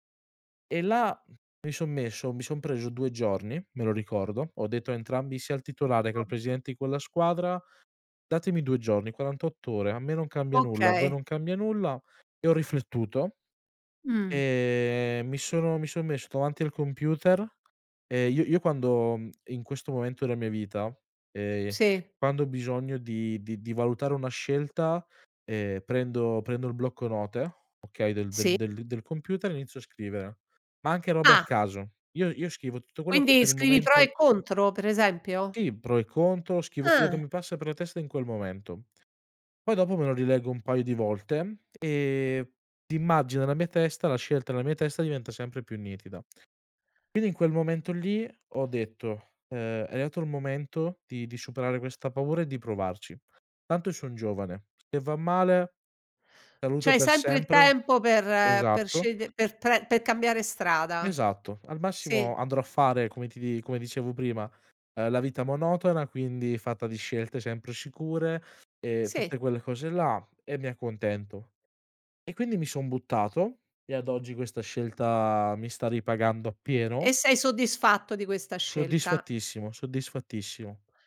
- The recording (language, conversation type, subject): Italian, podcast, Come affronti la paura di sbagliare una scelta?
- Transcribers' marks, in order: unintelligible speech; other background noise